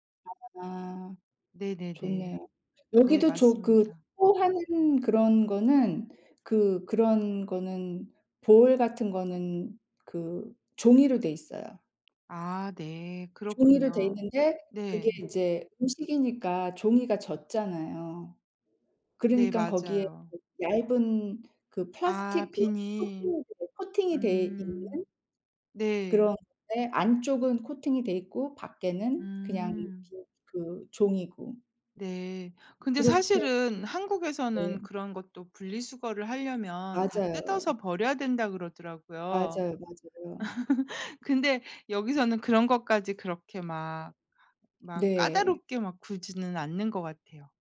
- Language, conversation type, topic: Korean, unstructured, 쓰레기를 줄이기 위해 개인이 할 수 있는 일에는 무엇이 있을까요?
- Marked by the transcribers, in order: other background noise; laugh